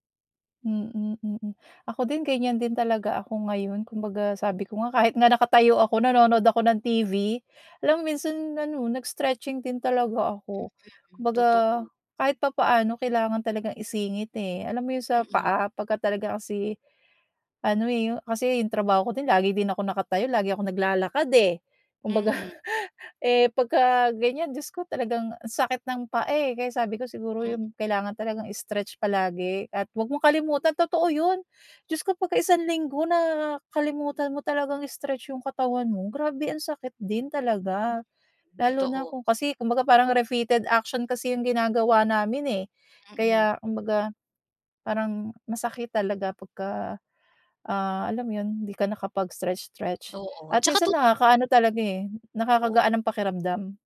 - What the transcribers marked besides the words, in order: tapping; other background noise; chuckle; in English: "repeated action"; lip smack
- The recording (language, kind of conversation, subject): Filipino, podcast, Paano mo napapanatili ang araw-araw na gana, kahit sa maliliit na hakbang lang?